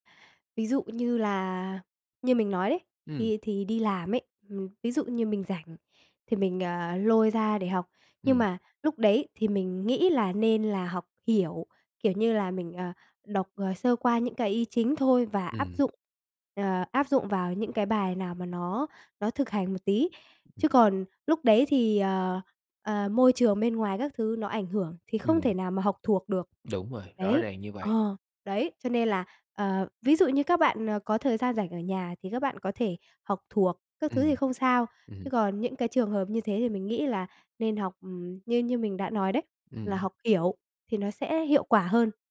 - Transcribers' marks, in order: other background noise
- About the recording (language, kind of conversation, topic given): Vietnamese, podcast, Làm thế nào để bạn cân bằng giữa việc học và cuộc sống cá nhân?